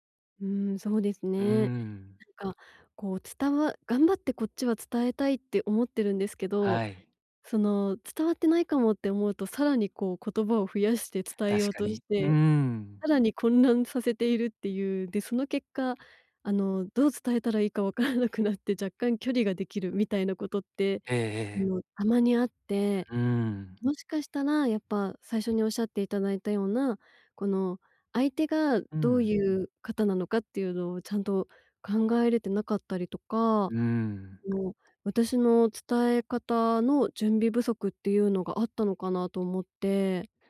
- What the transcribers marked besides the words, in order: laughing while speaking: "わからなくなって"; tapping; other background noise
- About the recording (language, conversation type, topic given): Japanese, advice, 短時間で会議や発表の要点を明確に伝えるには、どうすればよいですか？